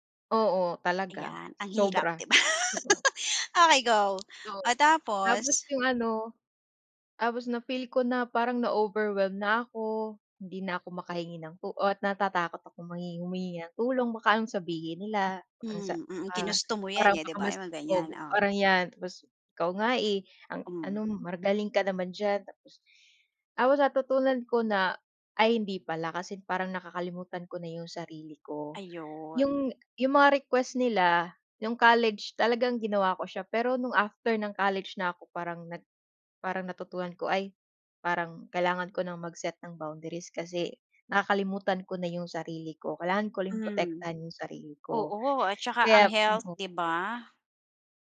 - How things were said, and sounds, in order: tapping; laughing while speaking: "'di ba?"; other noise; in English: "na-overwhelmed"; other background noise; unintelligible speech
- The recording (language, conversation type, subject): Filipino, podcast, Paano mo natutunan magtakda ng hangganan nang hindi nakakasakit ng iba?